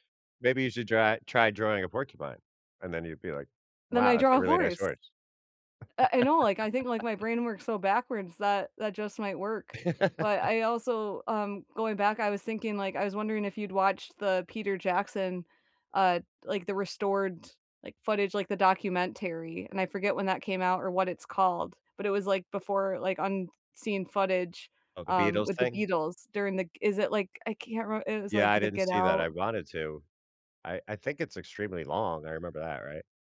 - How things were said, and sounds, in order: chuckle; chuckle
- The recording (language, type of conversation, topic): English, unstructured, How do you decide whether to listen to a long album from start to finish or to choose individual tracks?
- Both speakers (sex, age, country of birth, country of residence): female, 30-34, United States, United States; male, 50-54, United States, United States